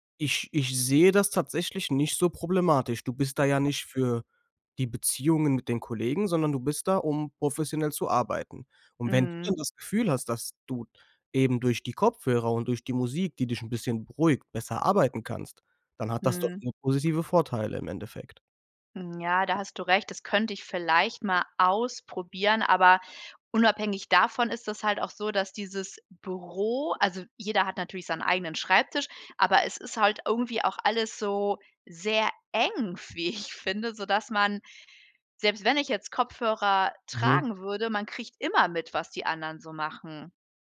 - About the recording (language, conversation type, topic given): German, advice, Wie kann ich in einem geschäftigen Büro ungestörte Zeit zum konzentrierten Arbeiten finden?
- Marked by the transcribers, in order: tapping; laughing while speaking: "wie ich"